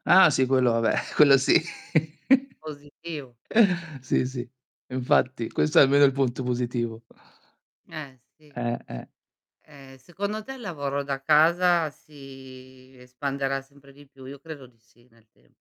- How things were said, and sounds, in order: giggle; drawn out: "si"
- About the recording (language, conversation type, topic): Italian, unstructured, Cosa pensi delle nuove regole sul lavoro da casa?